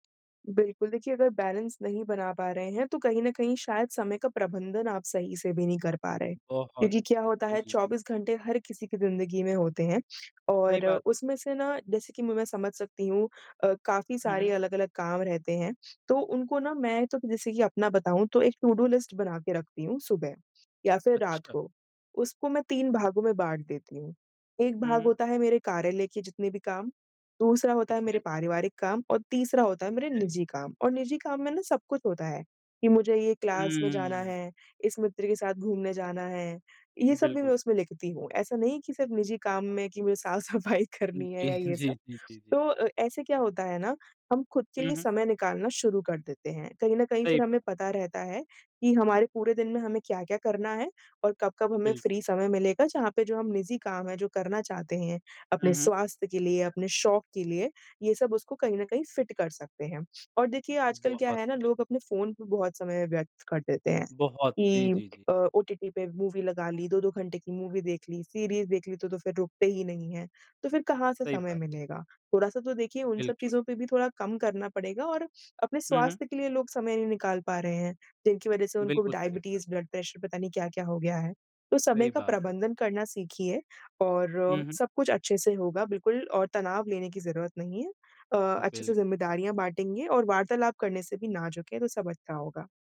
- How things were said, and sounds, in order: in English: "बैलेंस"; sniff; in English: "टु डू लिस्ट"; in English: "क्लास"; laughing while speaking: "साफ-सफाई करनी है"; laughing while speaking: "जी"; in English: "फ्री"; in English: "मूवी"; in English: "मूवी"
- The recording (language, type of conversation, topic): Hindi, podcast, आप अपने करियर में काम और निजी जीवन के बीच संतुलन कैसे बनाए रखते हैं?